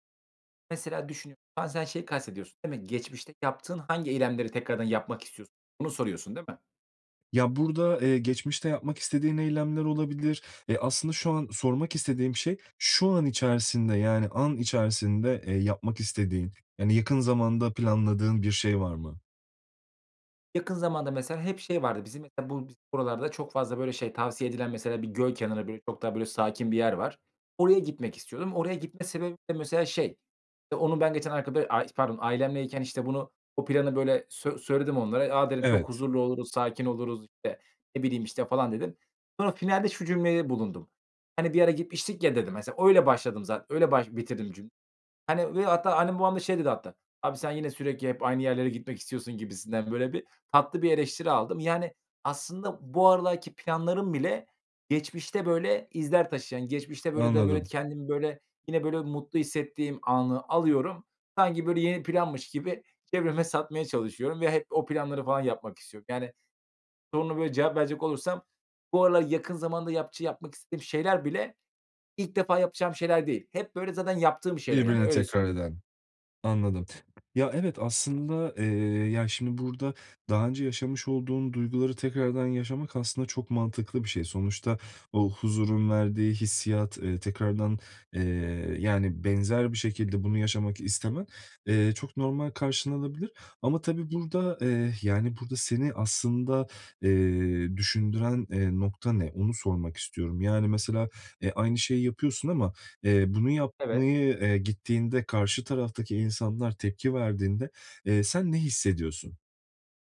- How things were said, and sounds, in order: tapping; other background noise
- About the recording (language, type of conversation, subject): Turkish, advice, Yeni şeyler denemekten neden korkuyor veya çekingen hissediyorum?